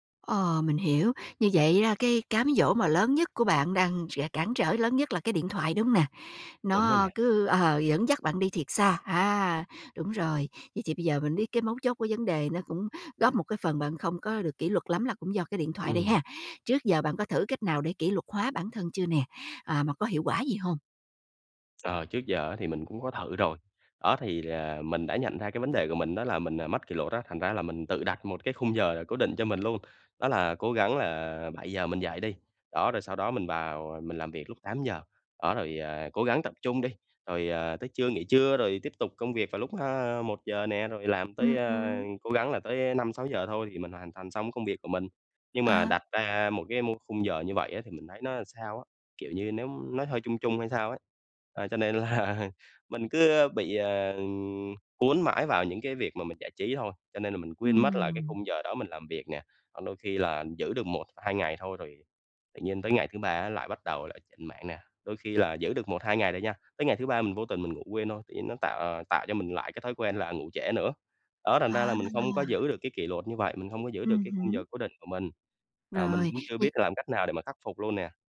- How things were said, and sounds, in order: tapping; laughing while speaking: "giờ"; "làm" said as "ờn"; laughing while speaking: "là"
- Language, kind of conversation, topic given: Vietnamese, advice, Làm sao để duy trì kỷ luật cá nhân trong công việc hằng ngày?